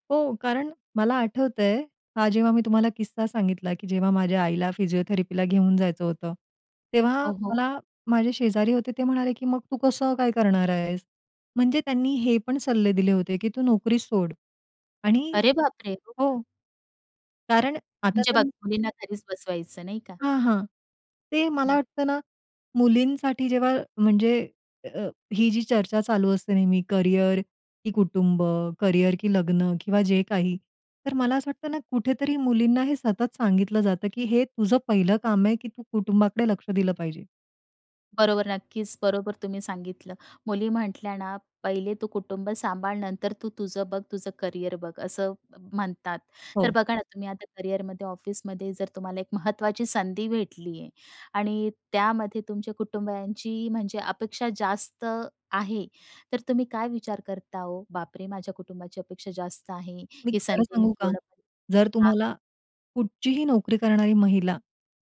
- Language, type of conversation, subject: Marathi, podcast, कुटुंब आणि करिअर यांच्यात कसा समतोल साधता?
- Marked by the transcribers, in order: surprised: "अरे बाप रे! हो का?"; unintelligible speech